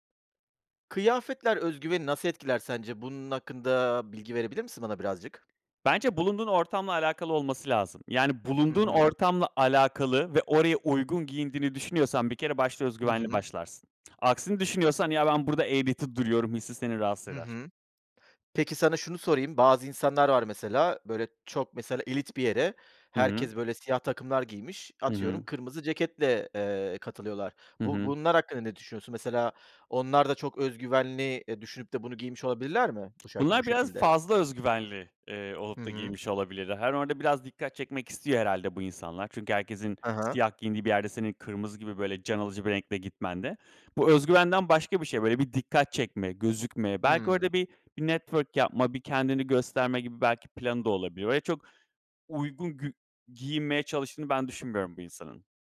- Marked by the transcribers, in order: other background noise; tapping
- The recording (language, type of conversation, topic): Turkish, podcast, Kıyafetler özgüvenini nasıl etkiler sence?